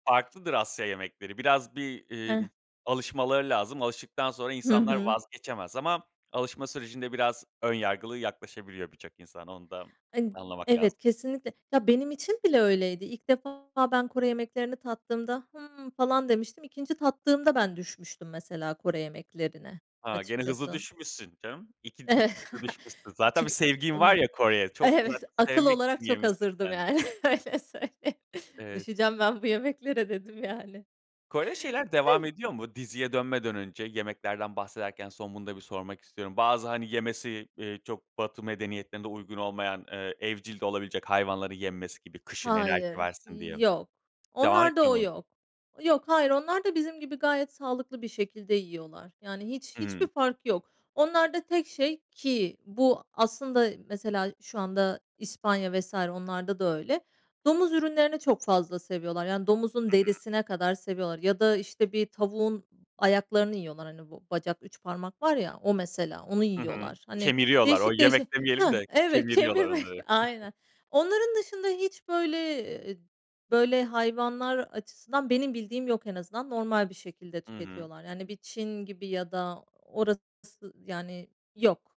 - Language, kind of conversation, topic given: Turkish, podcast, Bir diziyi bir gecede bitirdikten sonra kendini nasıl hissettin?
- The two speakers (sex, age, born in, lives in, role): female, 35-39, Turkey, Spain, guest; male, 35-39, Turkey, Greece, host
- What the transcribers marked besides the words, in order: stressed: "hımm"; chuckle; laughing while speaking: "Öyle söyleyeyim"; chuckle